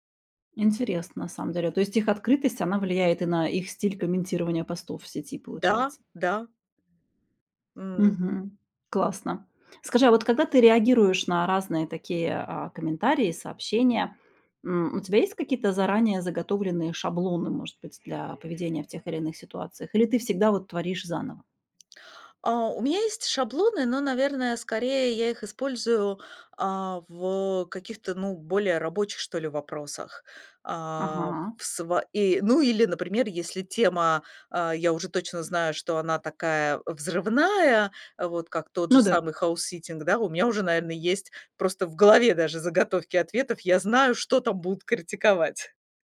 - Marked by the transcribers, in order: other background noise; tapping
- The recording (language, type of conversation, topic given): Russian, podcast, Как вы реагируете на критику в социальных сетях?